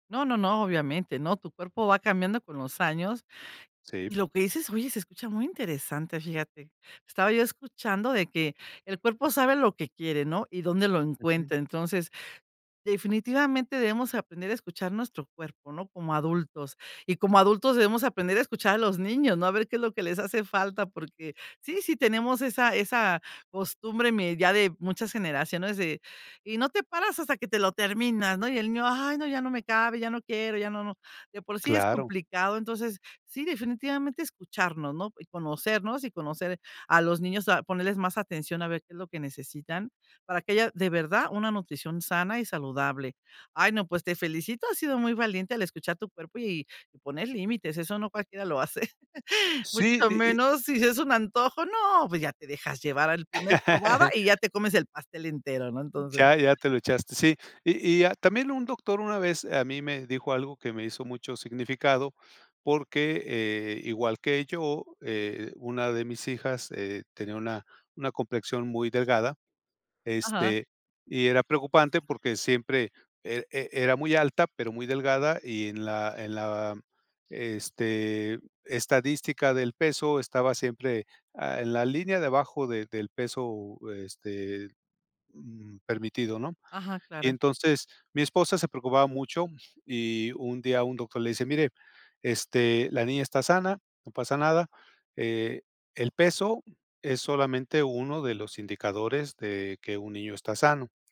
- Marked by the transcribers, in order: chuckle; laugh; tapping; other background noise
- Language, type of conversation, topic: Spanish, podcast, ¿Cómo identificas el hambre real frente a los antojos emocionales?